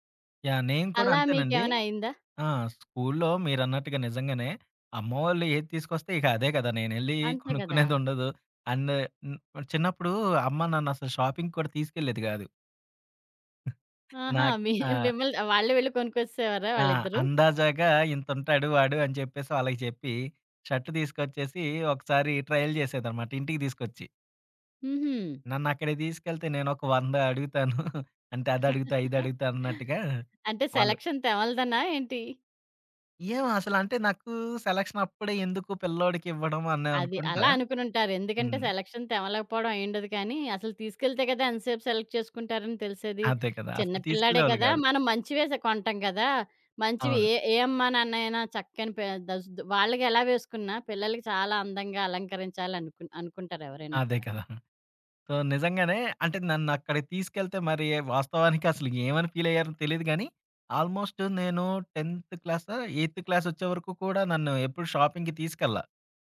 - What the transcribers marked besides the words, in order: other background noise; in English: "అండ్"; in English: "షాపింగ్"; chuckle; in English: "ట్రైల్"; giggle; in English: "సెలక్షన్"; in English: "సెలక్షన్"; in English: "సెలక్షన్"; in English: "సెలెక్ట్"; in English: "సో"; in English: "ఫీల్"; in English: "టెన్త్"; in English: "ఎయిత్ క్లాస్"; in English: "షాపింగ్‌కి"
- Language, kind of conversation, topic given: Telugu, podcast, జీవితంలో వచ్చిన పెద్ద మార్పు నీ జీవనశైలి మీద ఎలా ప్రభావం చూపింది?